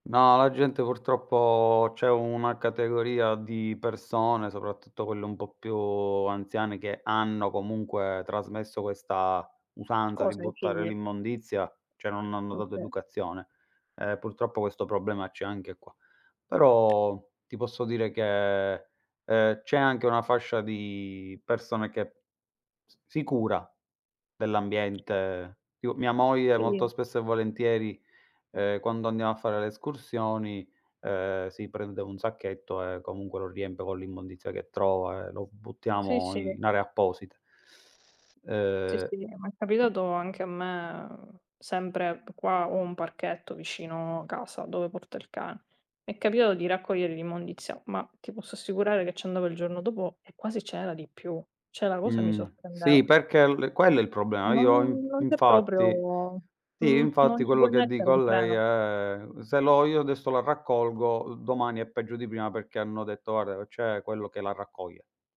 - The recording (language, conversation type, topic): Italian, unstructured, Come ti piace trascorrere il tempo libero?
- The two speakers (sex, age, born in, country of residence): female, 30-34, Italy, Italy; male, 35-39, Italy, Italy
- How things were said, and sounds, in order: "cioè" said as "ceh"; tapping; "andiamo" said as "agnà"; other background noise; "Cioè" said as "ceh"; "Guarda" said as "guardara"